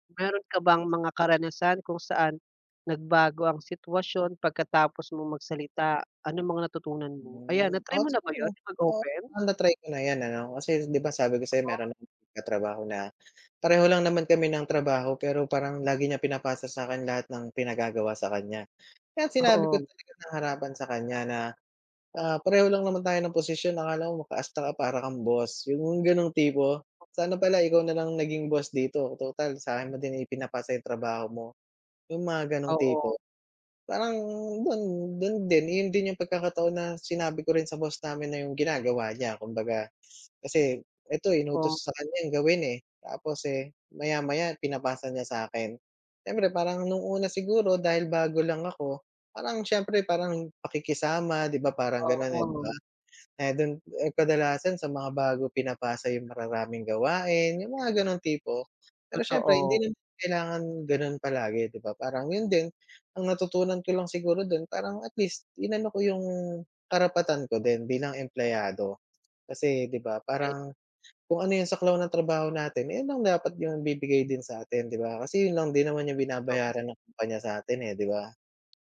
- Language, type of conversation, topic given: Filipino, unstructured, Ano ang ginagawa mo kapag pakiramdam mo ay sinasamantala ka sa trabaho?
- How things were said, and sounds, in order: unintelligible speech; other background noise; tapping; wind